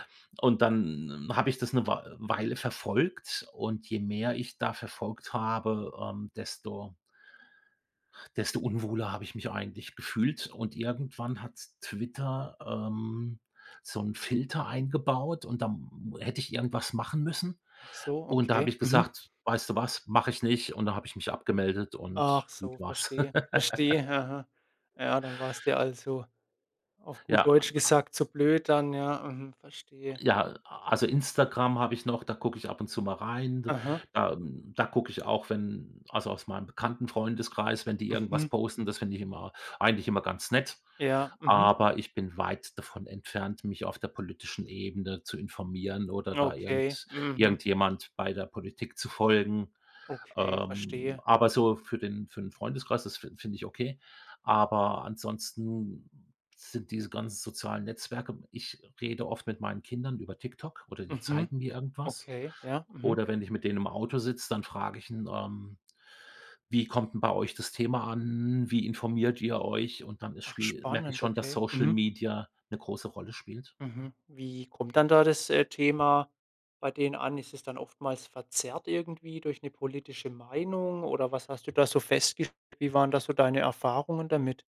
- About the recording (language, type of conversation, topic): German, podcast, Wie beeinflussen soziale Medien ehrlich gesagt dein Wohlbefinden?
- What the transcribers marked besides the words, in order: drawn out: "dann"; laugh; other background noise